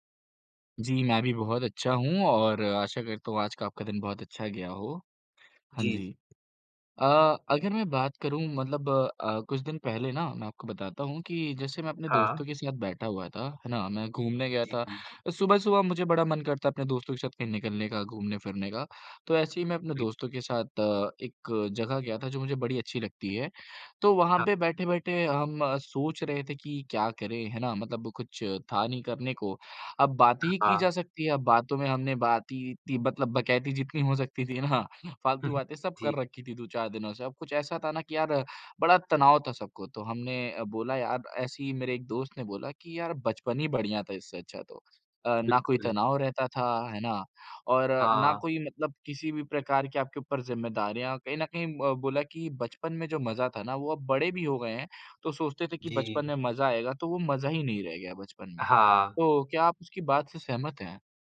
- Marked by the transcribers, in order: chuckle
- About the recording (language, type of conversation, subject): Hindi, unstructured, क्या आप कभी बचपन की उन यादों को फिर से जीना चाहेंगे, और क्यों?